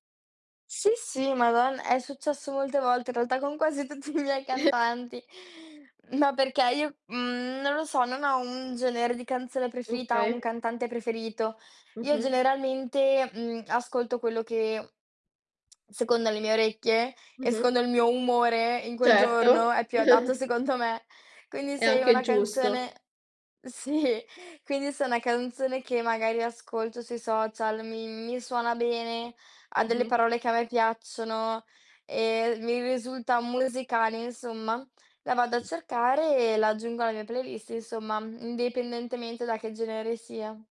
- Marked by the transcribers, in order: chuckle; laughing while speaking: "tutti"; tsk; chuckle; laughing while speaking: "secondo"; laughing while speaking: "sì"; other background noise
- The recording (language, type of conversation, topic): Italian, podcast, Che ruolo hanno i social nella tua scoperta di nuova musica?